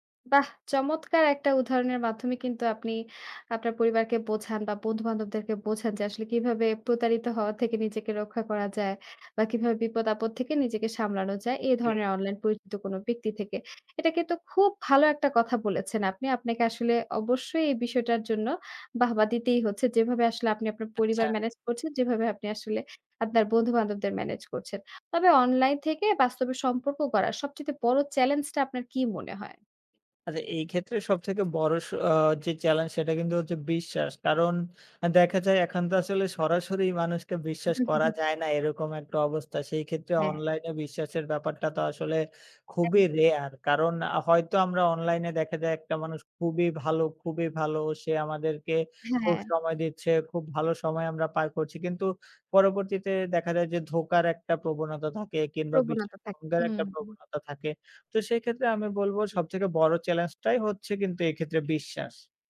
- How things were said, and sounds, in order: other background noise; tapping
- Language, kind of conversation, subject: Bengali, podcast, অনলাইনে পরিচয়ের মানুষকে আপনি কীভাবে বাস্তবে সরাসরি দেখা করার পর্যায়ে আনেন?